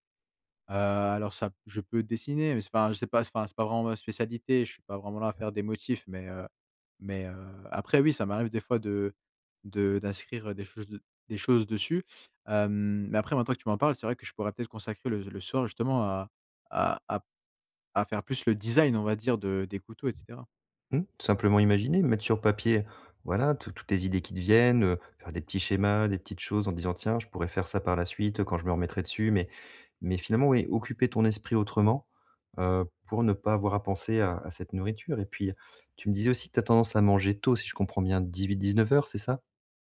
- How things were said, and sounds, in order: unintelligible speech; other background noise
- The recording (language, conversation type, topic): French, advice, Comment arrêter de manger tard le soir malgré ma volonté d’arrêter ?